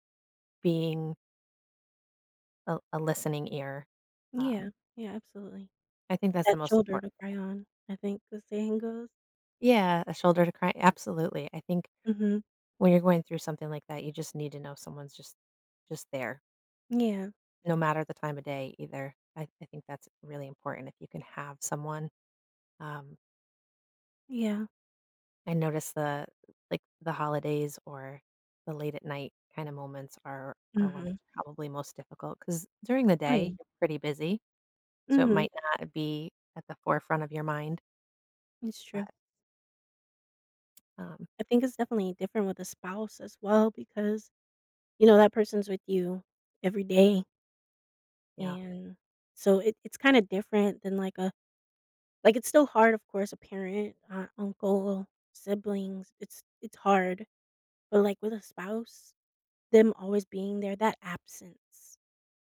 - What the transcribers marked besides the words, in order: other background noise; tapping
- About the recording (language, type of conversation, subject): English, unstructured, How can someone support a friend who is grieving?